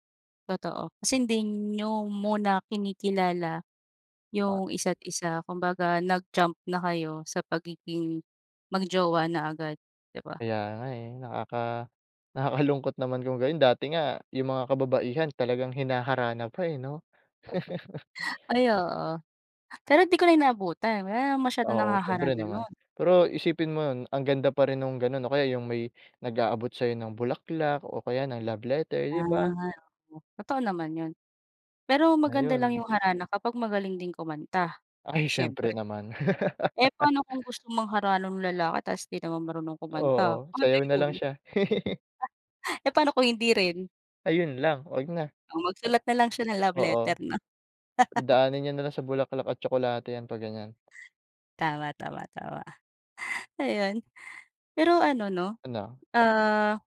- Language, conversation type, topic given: Filipino, unstructured, Ano ang epekto ng midyang panlipunan sa ugnayan ng mga tao sa kasalukuyan?
- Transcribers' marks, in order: laugh; laugh; laugh; laugh